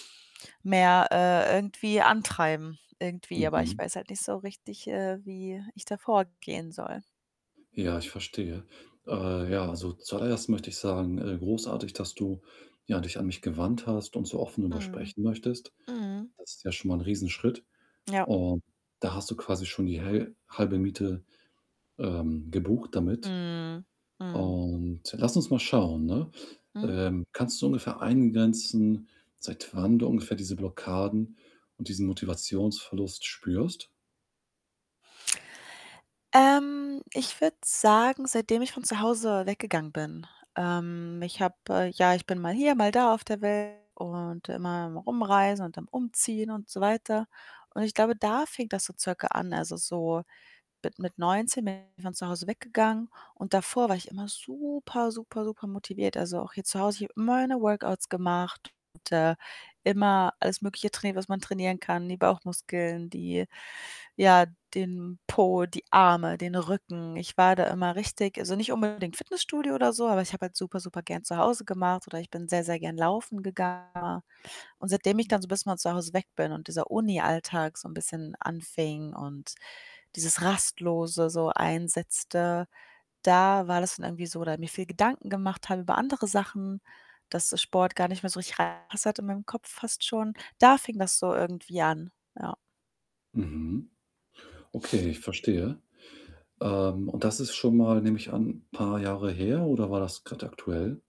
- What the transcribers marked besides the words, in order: static; distorted speech; other background noise; tapping
- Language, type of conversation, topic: German, advice, Wie kann ich mentale Blockaden und anhaltenden Motivationsverlust im Training überwinden, um wieder Fortschritte zu machen?